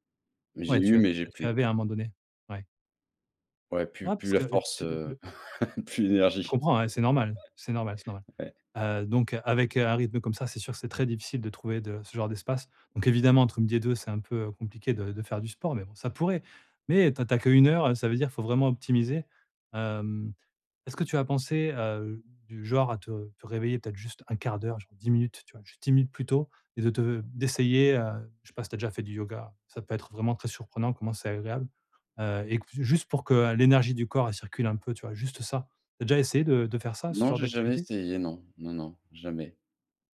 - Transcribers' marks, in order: laugh
- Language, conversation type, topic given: French, advice, Comment trouver un équilibre entre le repos nécessaire et mes responsabilités professionnelles ?